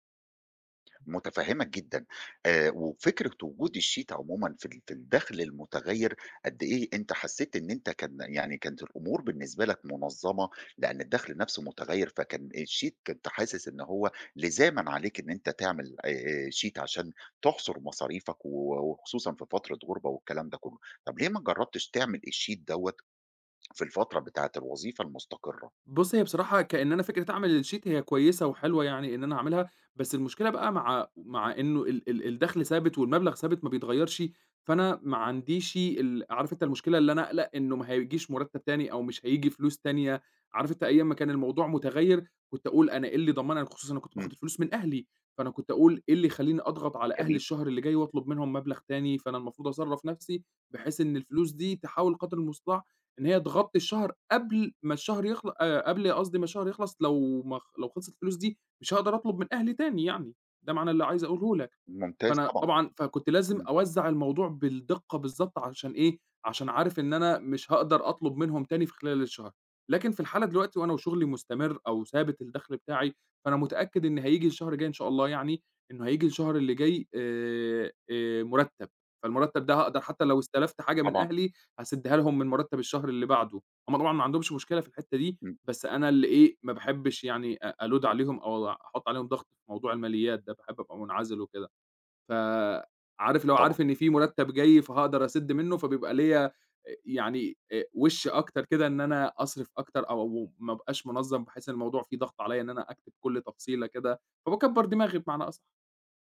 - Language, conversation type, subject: Arabic, advice, إزاي ألتزم بالميزانية الشهرية من غير ما أغلط؟
- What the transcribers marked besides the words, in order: in English: "الsheet"; in English: "الsheet"; in English: "sheet"; in English: "الsheet"; in English: "الsheet"; in English: "أload"